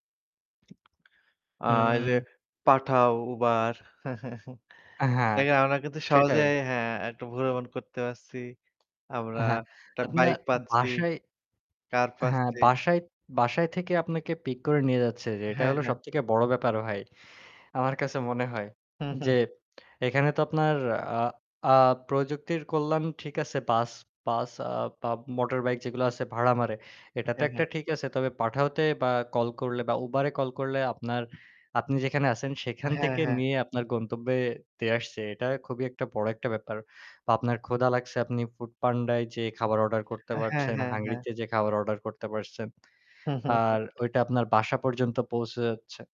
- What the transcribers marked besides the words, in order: tapping; chuckle; chuckle; static; chuckle
- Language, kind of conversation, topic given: Bengali, unstructured, কোন প্রযুক্তিগত আবিষ্কার আপনাকে সবচেয়ে বেশি অবাক করেছে?